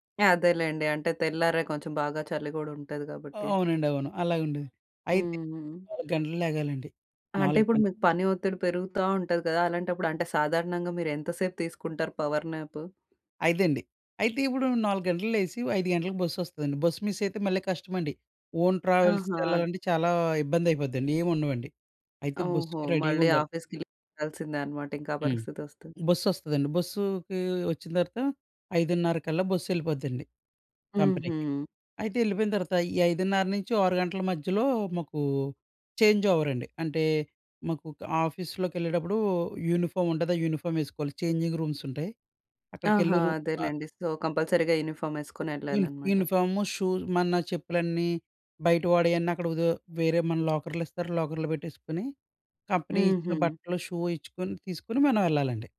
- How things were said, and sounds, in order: tapping; other background noise; in English: "పవర్"; in English: "బస్"; in English: "ఓన్"; in English: "చేంజ్ ఓవర్"; in English: "యూనిఫామ్"; in English: "యూనిఫార్మ్"; in English: "చేంజింగ్ రూమ్స్"; in English: "సో"; in English: "షూ"; in English: "లాకర్‌లో"; in English: "కంపెనీ"; in English: "షూ"
- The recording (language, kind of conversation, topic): Telugu, podcast, పవర్ న్యాప్‌లు మీకు ఏ విధంగా ఉపయోగపడతాయి?